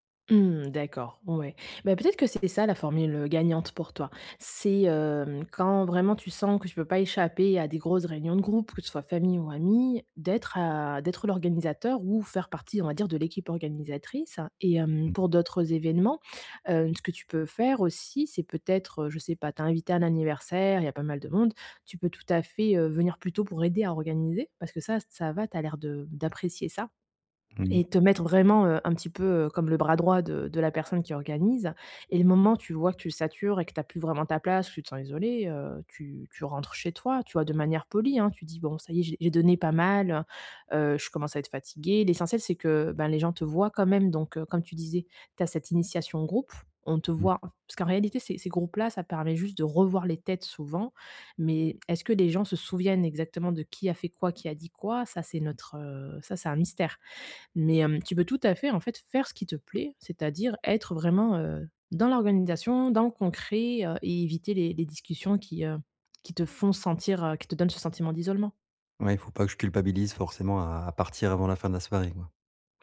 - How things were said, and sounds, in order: tapping; stressed: "revoir"
- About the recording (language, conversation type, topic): French, advice, Comment puis-je me sentir moins isolé(e) lors des soirées et des fêtes ?